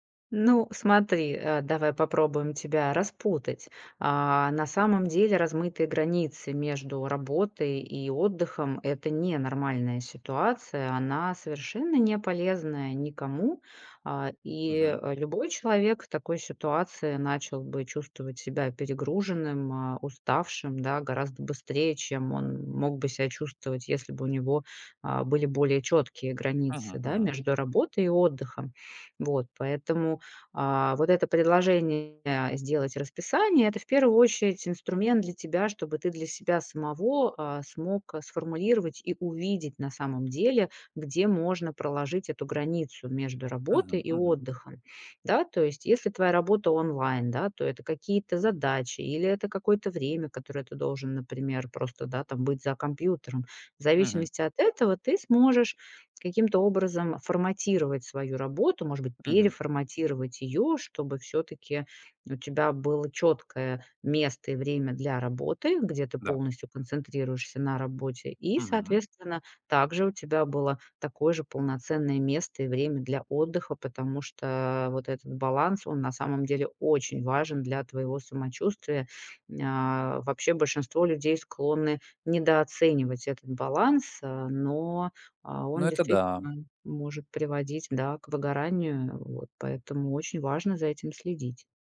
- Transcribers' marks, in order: none
- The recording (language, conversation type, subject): Russian, advice, Как вы переживаете эмоциональное выгорание и апатию к своим обязанностям?